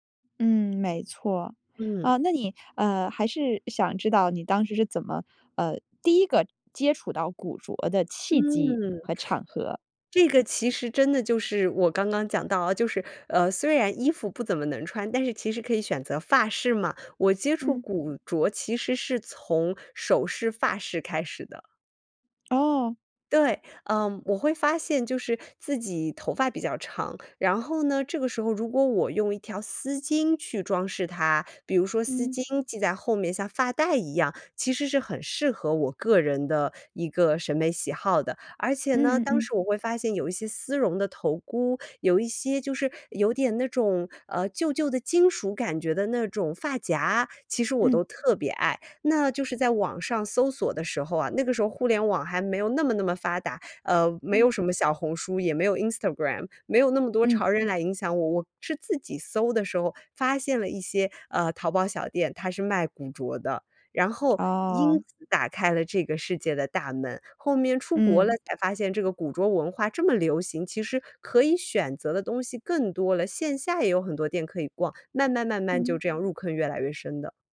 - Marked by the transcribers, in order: other background noise
- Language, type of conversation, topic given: Chinese, podcast, 你觉得你的穿衣风格在传达什么信息？